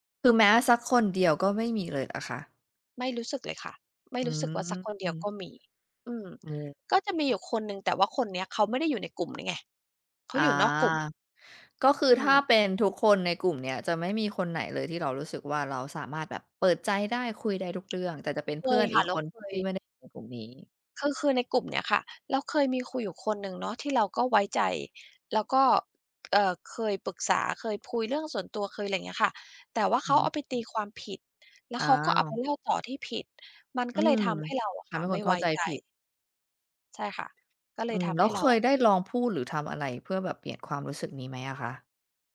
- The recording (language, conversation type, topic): Thai, advice, ทำไมฉันถึงรู้สึกโดดเดี่ยวแม้อยู่กับกลุ่มเพื่อน?
- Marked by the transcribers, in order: drawn out: "อืม"; drawn out: "อา"; tapping